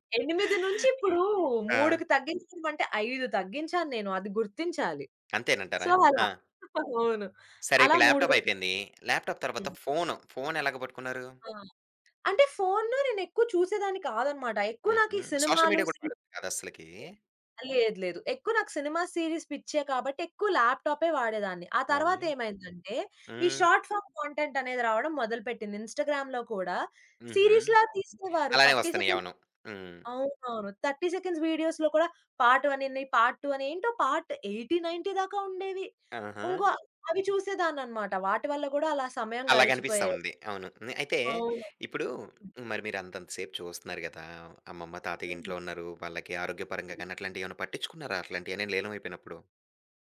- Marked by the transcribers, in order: other background noise; tapping; in English: "సో"; chuckle; in English: "ల్యాప్‌టాప్"; in English: "ల్యాప్‌టాప్"; in English: "సోషల్ మీడియా"; in English: "సీరీస్"; in English: "షార్ట్ ఫార్మ్ కాంటెంట్"; in English: "ఇన్‌స్టాగ్రామ్‌లో"; in English: "సీరీస్‌లా"; in English: "థర్టీ సెకండ్స్"; in English: "థర్టీ సెకండ్స్ వీడియోస్‌లో"; in English: "పార్ట్ 1"; in English: "పార్ట్ 2"; in English: "పార్ట్ 80, 90"
- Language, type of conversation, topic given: Telugu, podcast, మీ స్క్రీన్ టైమ్‌ను నియంత్రించడానికి మీరు ఎలాంటి పరిమితులు లేదా నియమాలు పాటిస్తారు?